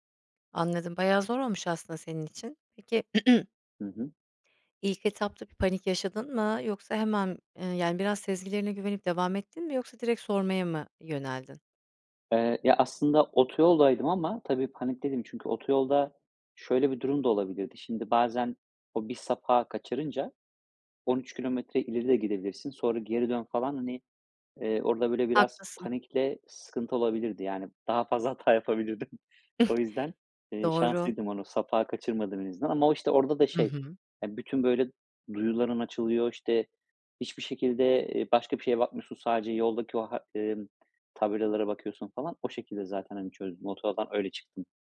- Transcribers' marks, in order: other background noise; throat clearing; laughing while speaking: "yapabilirdim"; chuckle; tapping
- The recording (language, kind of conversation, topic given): Turkish, podcast, Telefonunun şarjı bittiğinde yolunu nasıl buldun?